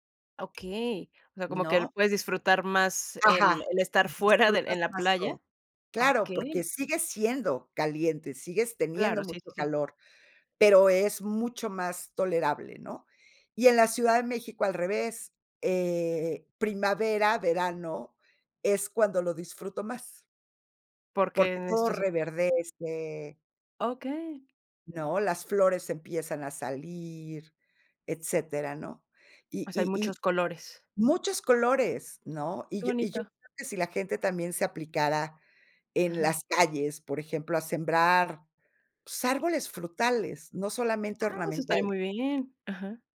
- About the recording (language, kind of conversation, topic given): Spanish, podcast, ¿Qué papel juega la naturaleza en tu salud mental o tu estado de ánimo?
- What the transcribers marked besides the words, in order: tapping; other background noise